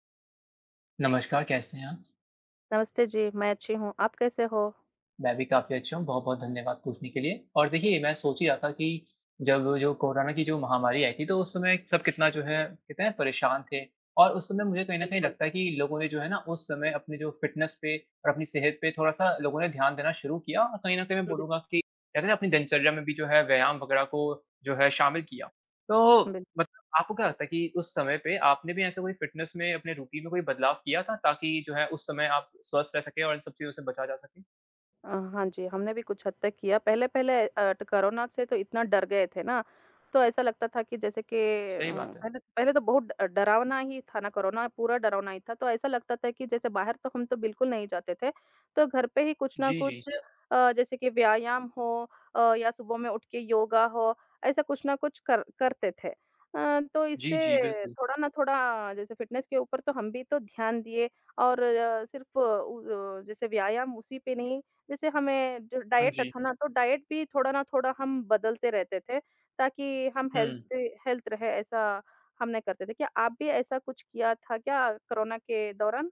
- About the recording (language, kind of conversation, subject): Hindi, unstructured, क्या कोरोना के बाद आपकी फिटनेस दिनचर्या में कोई बदलाव आया है?
- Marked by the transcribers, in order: in English: "फिटनेस"; in English: "फिटनेस"; in English: "रूटीन"; other background noise; in English: "फिटनेस"; in English: "डाइट"; in English: "डाइट"; in English: "हेल्दी हेल्थ"